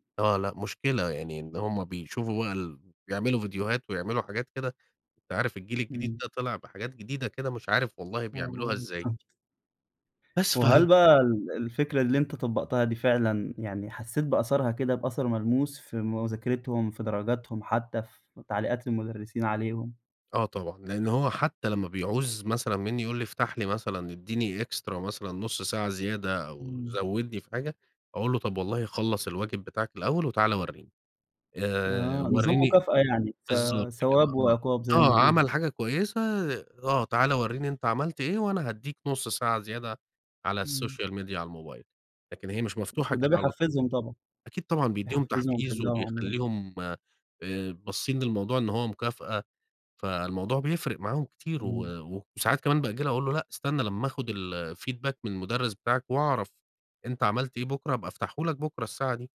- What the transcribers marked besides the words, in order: other noise; tapping; in English: "extra"; in English: "الsocial media"; in English: "الموبايل"; unintelligible speech; in English: "الfeedback"
- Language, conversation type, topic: Arabic, podcast, إزاي تتجنب تضييع وقتك على السوشيال ميديا؟